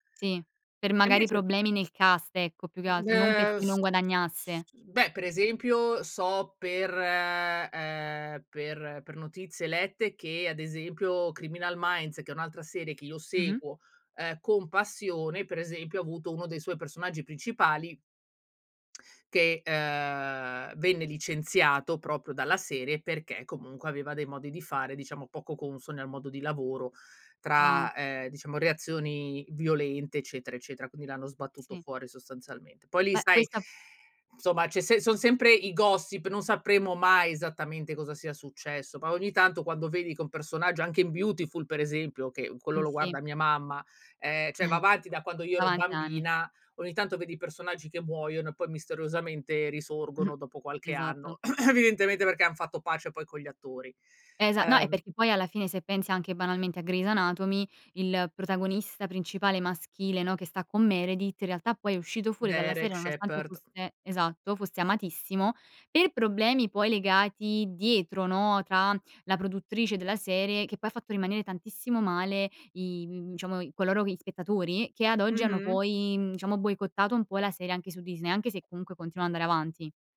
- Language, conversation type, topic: Italian, podcast, Come descriveresti la tua esperienza con la visione in streaming e le maratone di serie o film?
- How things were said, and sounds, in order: in English: "cast"; in English: "gossip"; "cioè" said as "ceh"; chuckle; chuckle; throat clearing; other background noise